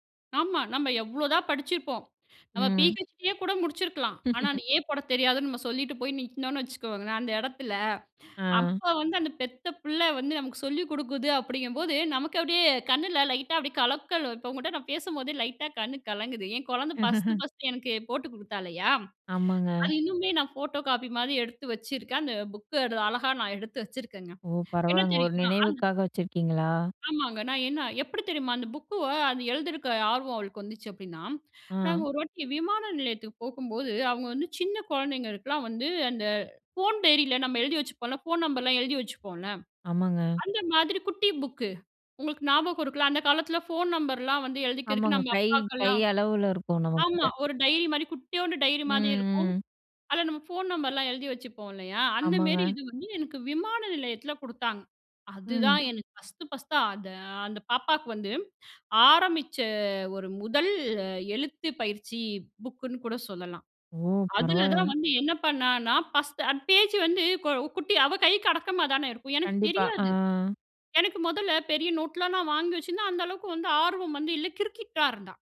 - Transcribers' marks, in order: laugh; laugh; in English: "ஃபோட்டோ காப்பி"
- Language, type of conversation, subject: Tamil, podcast, பிள்ளைகளின் வீட்டுப்பாடத்தைச் செய்ய உதவும்போது நீங்கள் எந்த அணுகுமுறையைப் பின்பற்றுகிறீர்கள்?